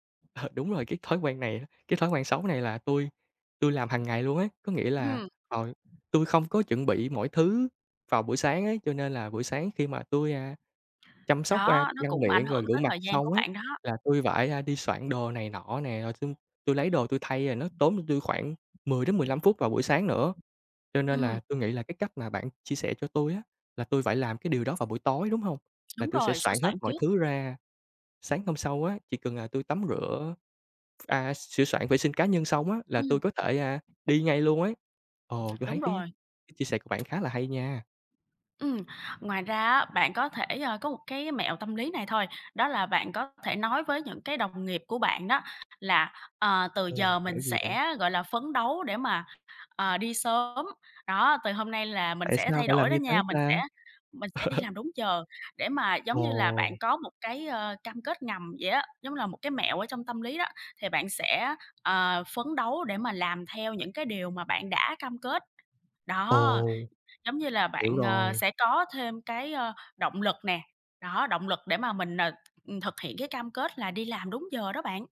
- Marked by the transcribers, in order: laughing while speaking: "Ờ"; tapping; other background noise; laugh
- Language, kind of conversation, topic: Vietnamese, advice, Làm thế nào để bạn khắc phục thói quen đi muộn khiến lịch trình hằng ngày bị ảnh hưởng?